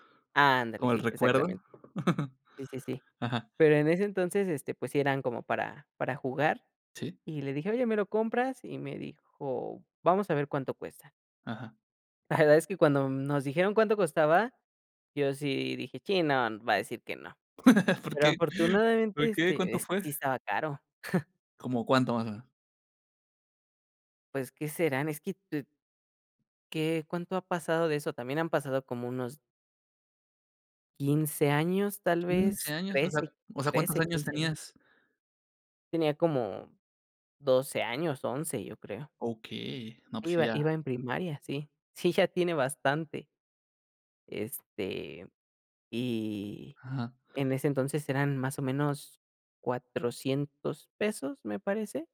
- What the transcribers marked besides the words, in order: other background noise; chuckle; laugh; chuckle; laughing while speaking: "Sí"
- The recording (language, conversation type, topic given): Spanish, podcast, ¿Qué recuerdo de tu infancia nunca olvidas?